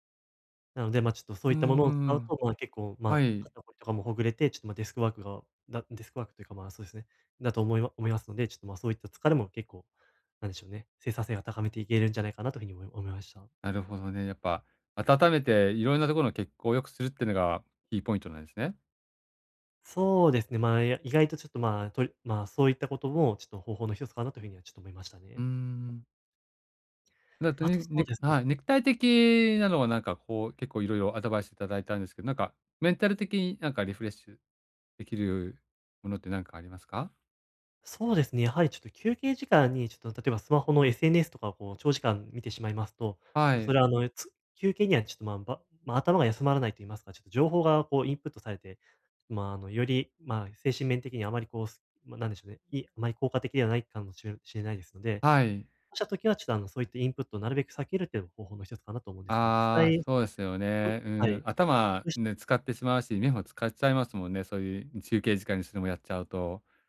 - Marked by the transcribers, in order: in English: "キーポイント"; unintelligible speech; unintelligible speech; unintelligible speech
- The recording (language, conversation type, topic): Japanese, advice, 短い休憩で集中力と生産性を高めるにはどうすればよいですか？